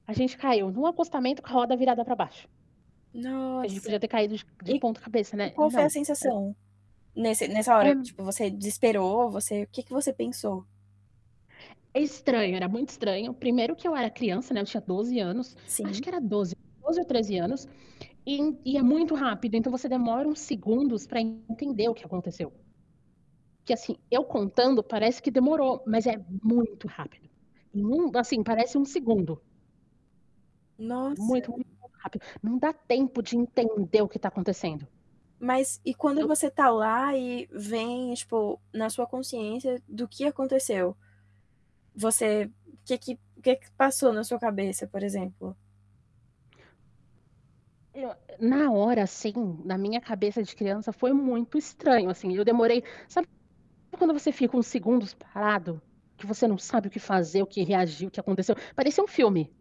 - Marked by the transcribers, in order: static; distorted speech; other background noise; tapping
- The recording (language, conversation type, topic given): Portuguese, podcast, Você já escapou por pouco de um acidente grave?